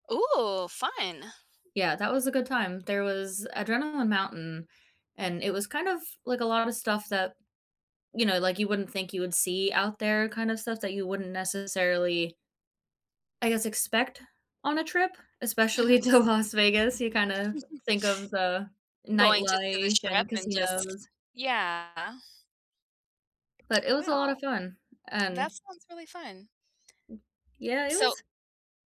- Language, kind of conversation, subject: English, unstructured, How do you convince friends or family to join you on a risky trip?
- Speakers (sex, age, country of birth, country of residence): female, 25-29, United States, United States; female, 40-44, United States, United States
- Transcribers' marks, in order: tapping; other background noise; laughing while speaking: "to Las Vegas"; chuckle